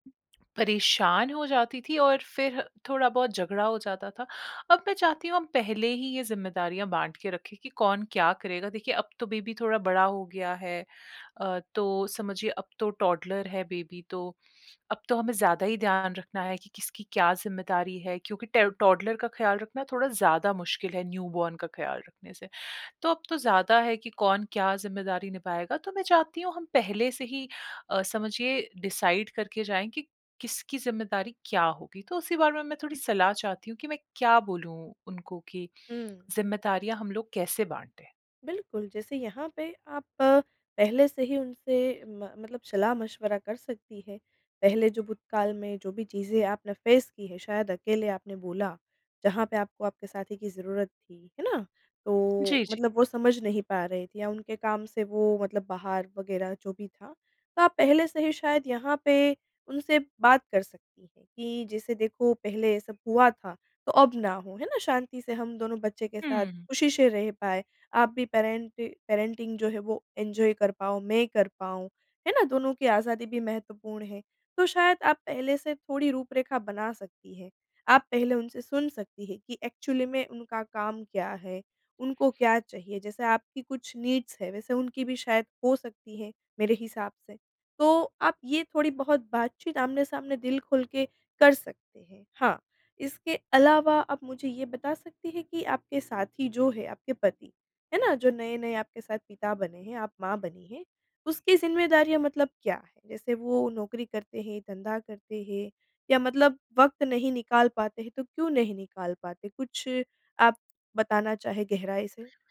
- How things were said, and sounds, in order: in English: "टौडलर"; in English: "बेबी"; in English: "ट टौडलर"; in English: "न्यूबॉर्न"; in English: "डिसाइड"; in English: "फ़ेस"; in English: "पैरेंटि पैरेंटिंग"; in English: "एन्जॉय"; in English: "एक्चुअली"; in English: "नीड्स"
- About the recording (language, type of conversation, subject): Hindi, advice, बच्चे के जन्म के बाद आप नए माता-पिता की जिम्मेदारियों के साथ तालमेल कैसे बिठा रहे हैं?
- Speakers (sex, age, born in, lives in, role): female, 25-29, India, India, advisor; female, 30-34, India, India, user